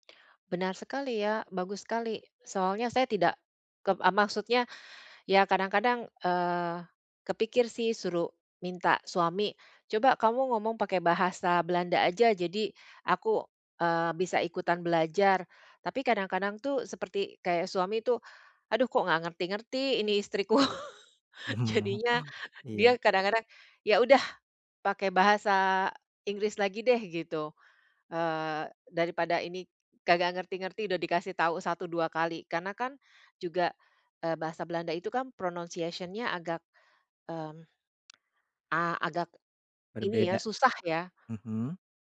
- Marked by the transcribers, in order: laughing while speaking: "Mhm"; chuckle; laughing while speaking: "Jadinya"; in English: "pronounciation-nya"; tapping
- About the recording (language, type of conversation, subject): Indonesian, advice, Kendala bahasa apa yang paling sering menghambat kegiatan sehari-hari Anda?